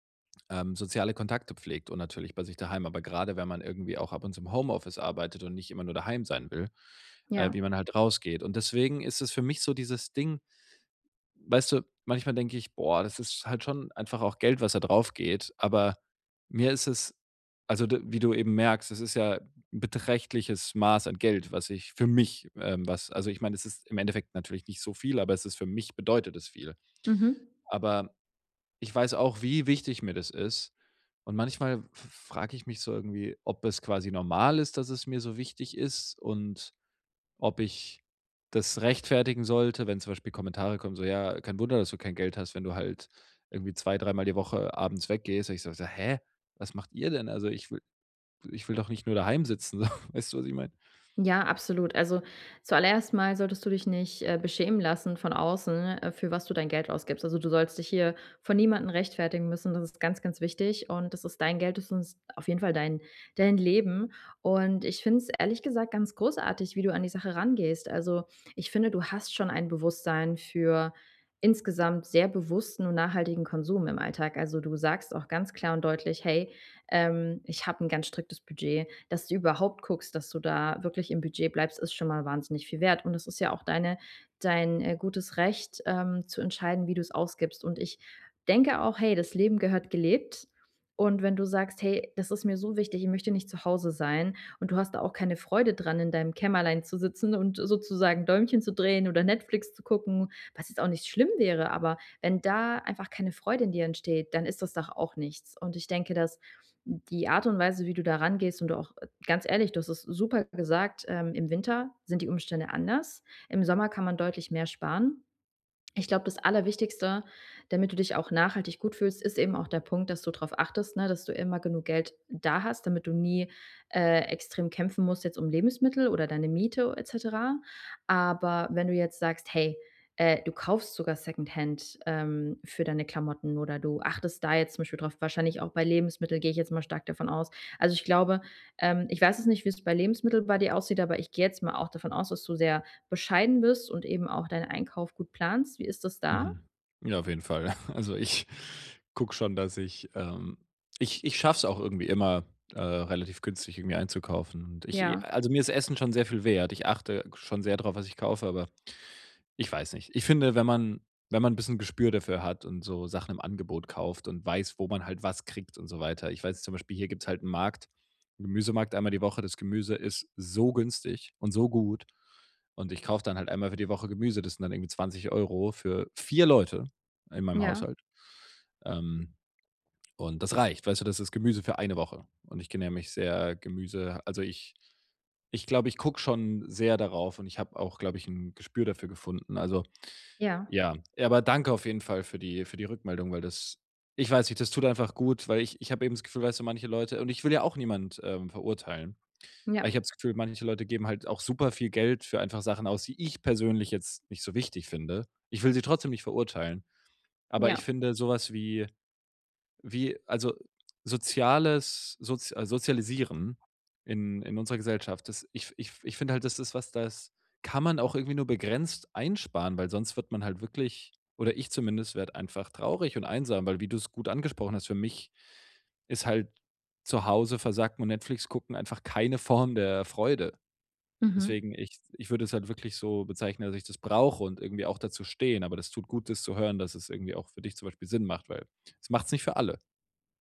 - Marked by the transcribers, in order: laughing while speaking: "so"; tapping; chuckle; "ernähre" said as "genähr"
- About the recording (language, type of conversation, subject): German, advice, Wie kann ich im Alltag bewusster und nachhaltiger konsumieren?